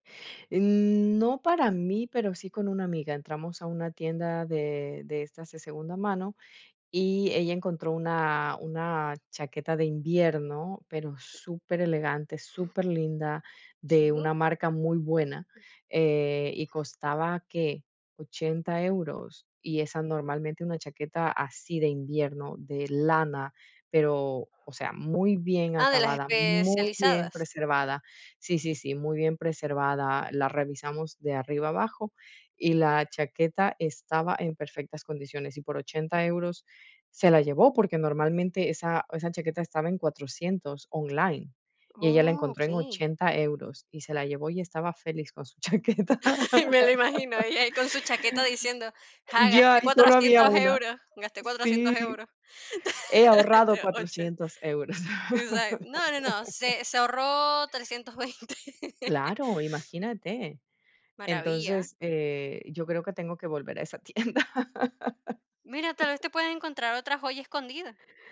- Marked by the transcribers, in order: other background noise; tapping; laugh; laughing while speaking: "chaqueta"; laughing while speaking: "Oh, che"; laugh; laughing while speaking: "trescientos veinte"; laughing while speaking: "tienda"
- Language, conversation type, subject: Spanish, podcast, ¿Prefieres comprar ropa nueva o buscarla en tiendas de segunda mano?